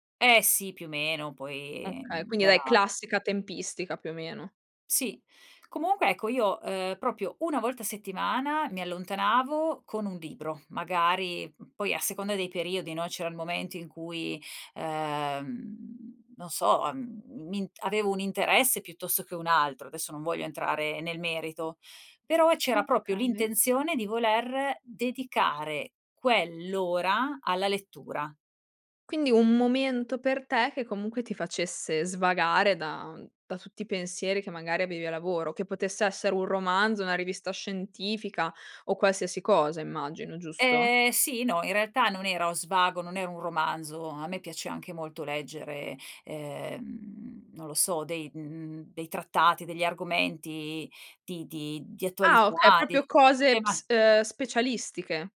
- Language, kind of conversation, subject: Italian, podcast, Come riuscivi a trovare il tempo per imparare, nonostante il lavoro o la scuola?
- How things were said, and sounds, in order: "proprio" said as "propio"; "proprio" said as "propio"; "uno" said as "o"; "proprio" said as "propio"